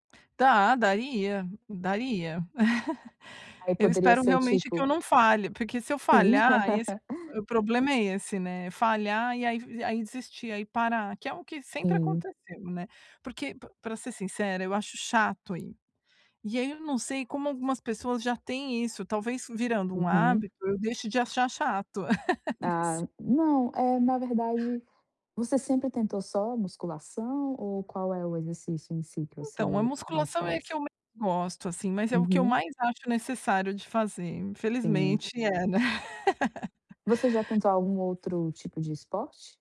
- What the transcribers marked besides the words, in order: laugh; laugh; tapping; laugh; laugh
- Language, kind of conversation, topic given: Portuguese, advice, Como posso criar o hábito de me exercitar regularmente?